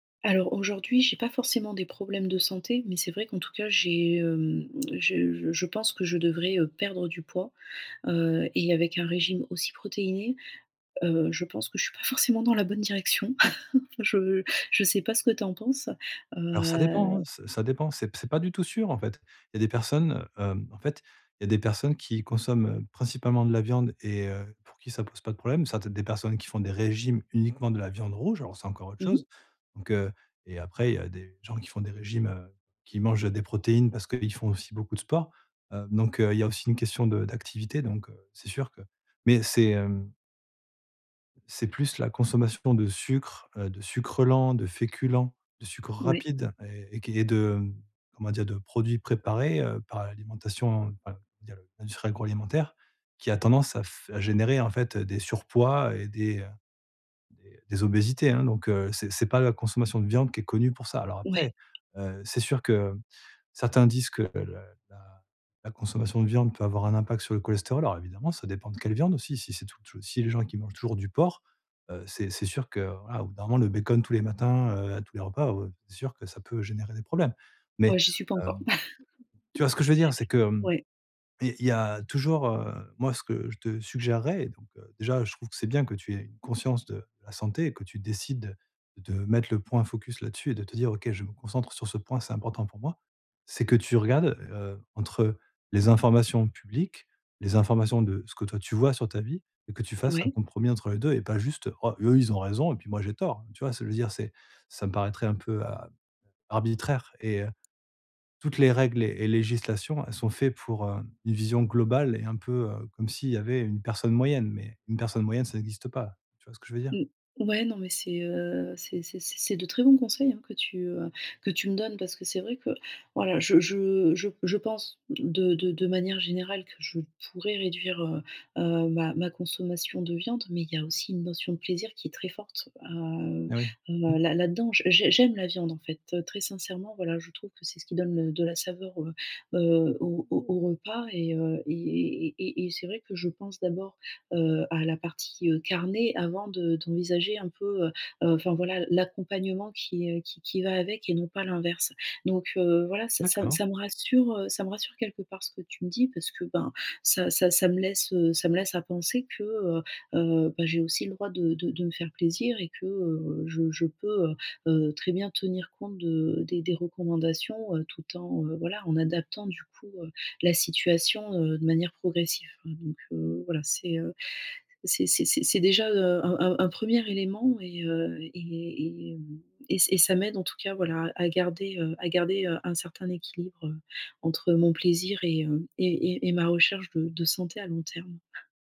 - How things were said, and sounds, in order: chuckle; stressed: "régimes"; tapping; chuckle
- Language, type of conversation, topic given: French, advice, Que puis-je faire dès maintenant pour préserver ma santé et éviter des regrets plus tard ?